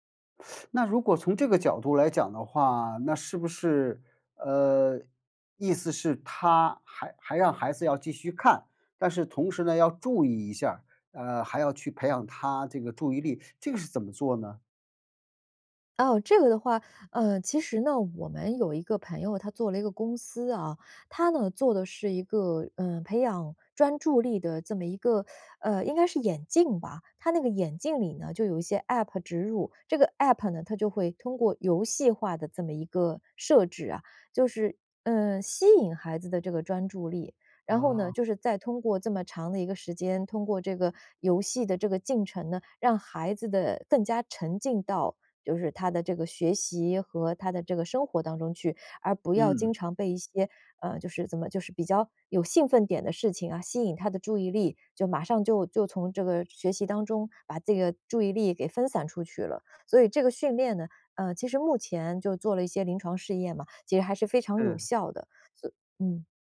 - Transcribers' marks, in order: teeth sucking; teeth sucking
- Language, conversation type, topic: Chinese, podcast, 你怎么看短视频对注意力的影响？